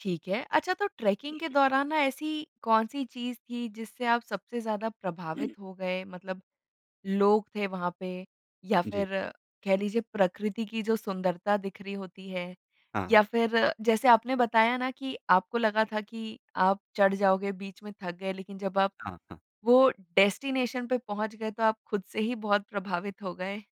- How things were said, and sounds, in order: in English: "ट्रैकिंग"; throat clearing; in English: "डेस्टिनेशन"
- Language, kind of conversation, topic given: Hindi, podcast, आपका सबसे यादगार ट्रेकिंग अनुभव कौन-सा रहा है?